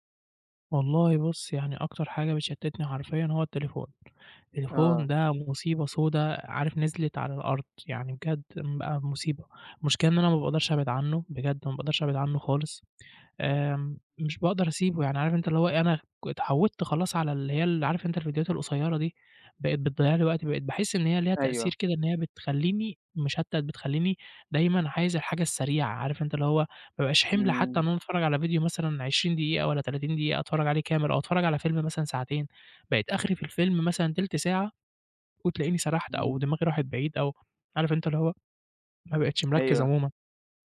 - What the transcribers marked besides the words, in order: none
- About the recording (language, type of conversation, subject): Arabic, advice, إزاي بتتعامل مع التسويف وتأجيل الحاجات المهمة؟